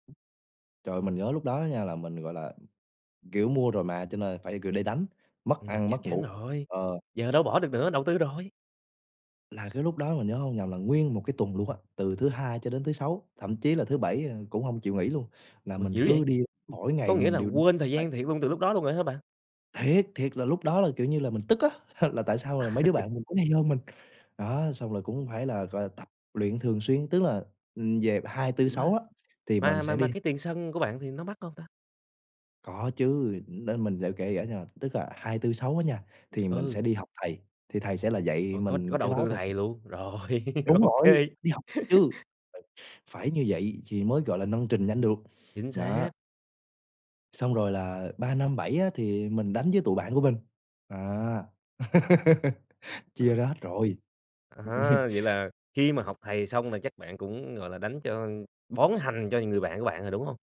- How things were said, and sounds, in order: other noise; other background noise; chuckle; laugh; laugh; laughing while speaking: "OK"; laugh; laugh; laughing while speaking: "ừm"
- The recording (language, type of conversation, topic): Vietnamese, podcast, Bạn có sở thích nào khiến thời gian trôi thật nhanh không?